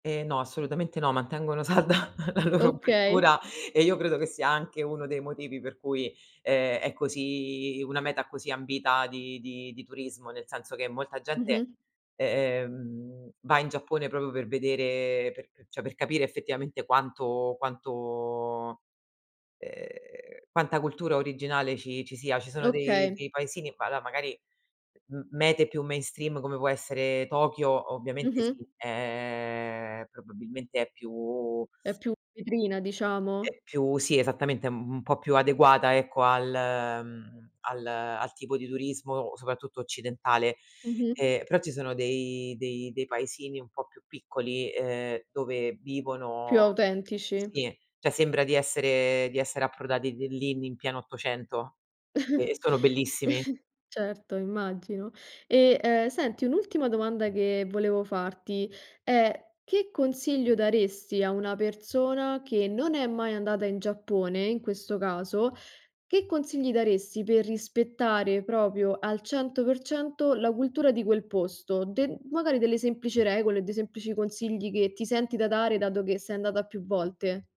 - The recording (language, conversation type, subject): Italian, podcast, Dove ti sei sentito più immerso nella cultura di un luogo?
- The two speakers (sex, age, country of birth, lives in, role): female, 25-29, Italy, Italy, host; female, 35-39, Italy, Italy, guest
- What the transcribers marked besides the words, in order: laughing while speaking: "salda la loro cultura"; "cioè" said as "ceh"; other background noise; in English: "mainstream"; "cioè" said as "ceh"; chuckle; "proprio" said as "propio"; tapping